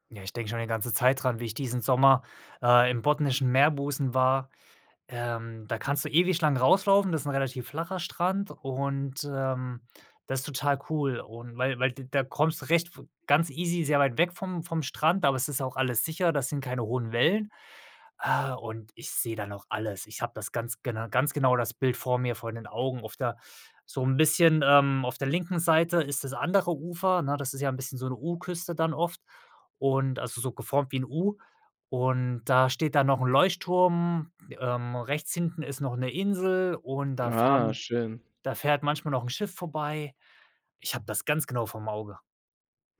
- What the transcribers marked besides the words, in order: none
- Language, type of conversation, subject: German, podcast, Was fasziniert dich mehr: die Berge oder die Küste?